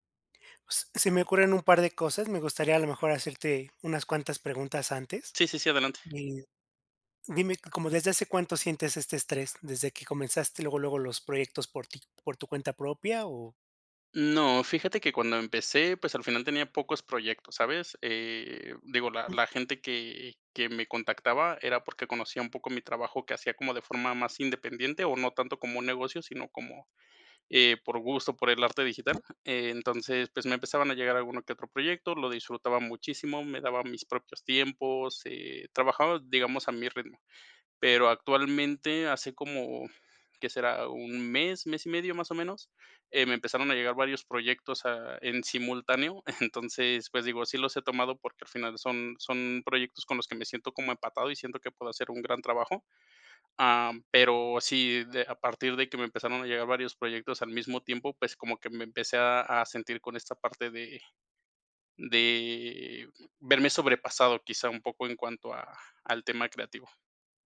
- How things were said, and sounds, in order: other noise; tapping; chuckle
- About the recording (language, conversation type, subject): Spanish, advice, ¿Cómo puedo manejar la soledad, el estrés y el riesgo de agotamiento como fundador?